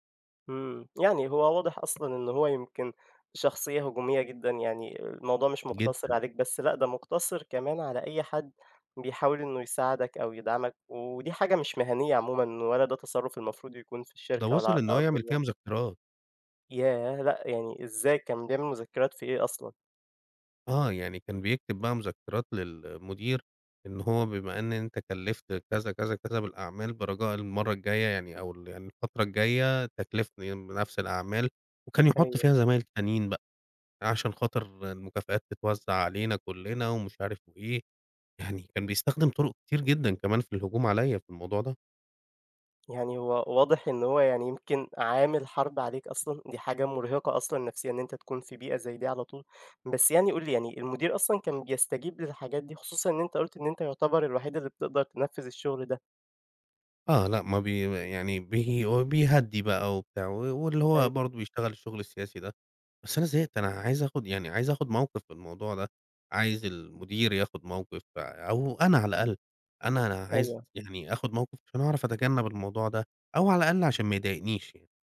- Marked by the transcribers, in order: tapping
- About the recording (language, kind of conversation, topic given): Arabic, advice, إزاي تتعامل لما ناقد أو زميل ينتقد شغلك الإبداعي بعنف؟